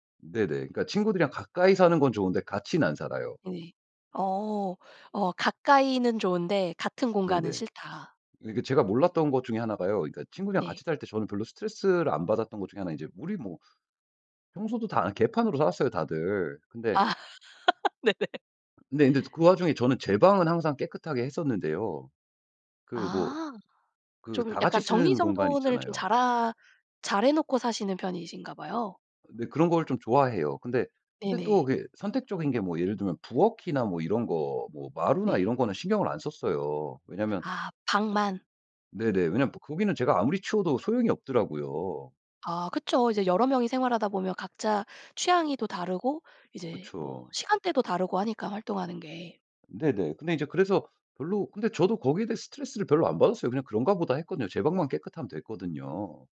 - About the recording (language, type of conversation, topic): Korean, podcast, 집을 떠나 독립했을 때 기분은 어땠어?
- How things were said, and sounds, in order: laugh; laughing while speaking: "네네"